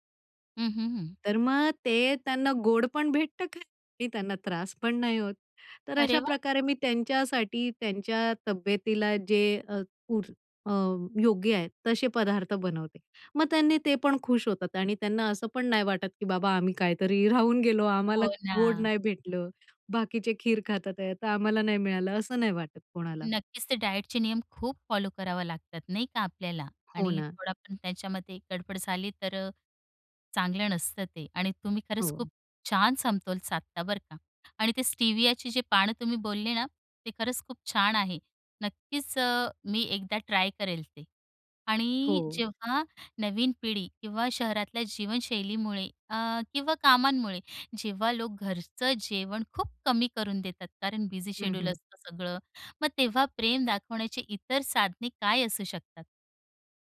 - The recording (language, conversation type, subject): Marathi, podcast, खाण्यातून प्रेम आणि काळजी कशी व्यक्त कराल?
- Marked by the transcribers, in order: tapping; other background noise; in English: "डाएटचे"; in English: "बिझी शेड्यूल"